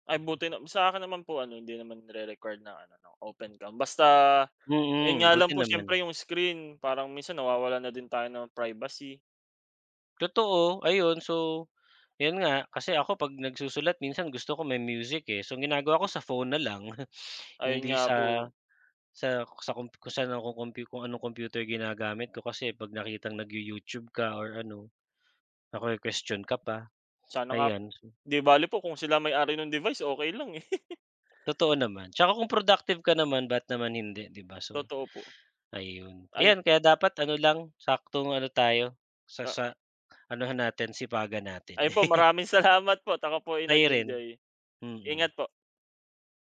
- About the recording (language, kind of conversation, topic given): Filipino, unstructured, Ano ang mga bagay na gusto mong baguhin sa iyong trabaho?
- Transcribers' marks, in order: chuckle; laugh; chuckle; laughing while speaking: "salamat"